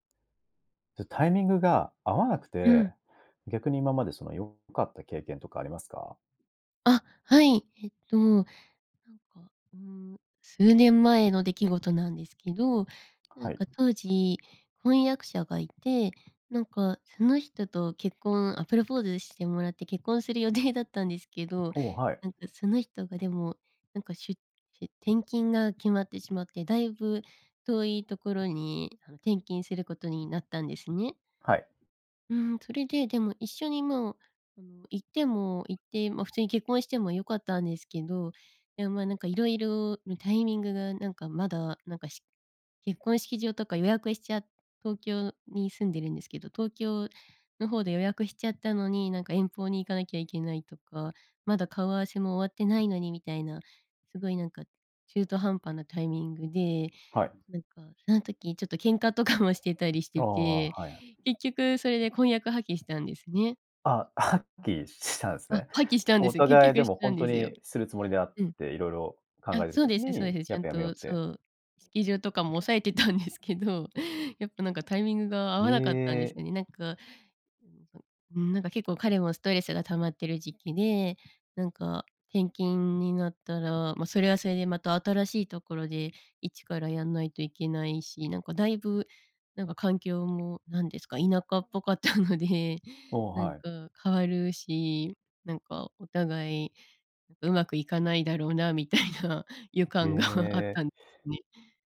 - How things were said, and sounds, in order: tapping
- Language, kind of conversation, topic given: Japanese, podcast, タイミングが合わなかったことが、結果的に良いことにつながった経験はありますか？
- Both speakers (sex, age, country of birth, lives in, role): female, 25-29, Japan, Japan, guest; male, 35-39, Japan, Japan, host